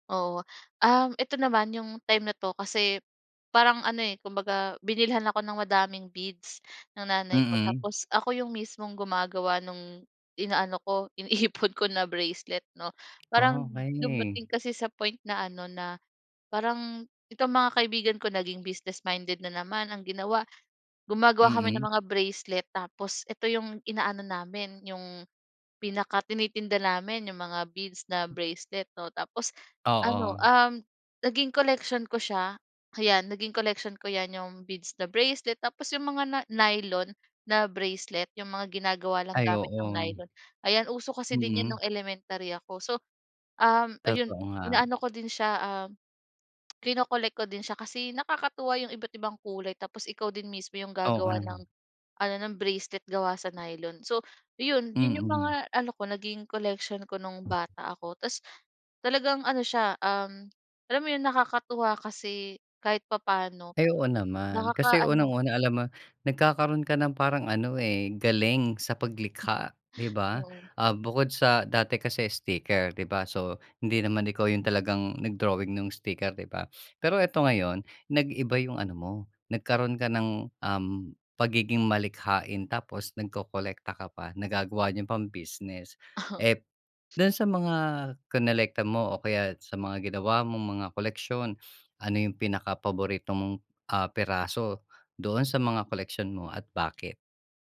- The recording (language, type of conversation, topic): Filipino, podcast, May koleksyon ka ba noon, at bakit mo ito kinolekta?
- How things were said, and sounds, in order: chuckle; tongue click; other background noise